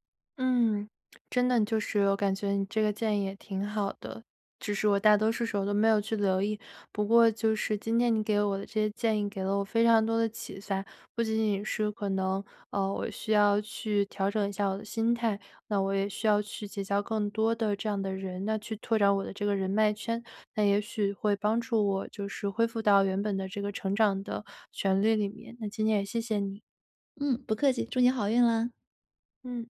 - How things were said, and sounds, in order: other background noise; "启发" said as "启算"
- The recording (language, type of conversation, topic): Chinese, advice, 分手后我该如何开始自我修复并实现成长？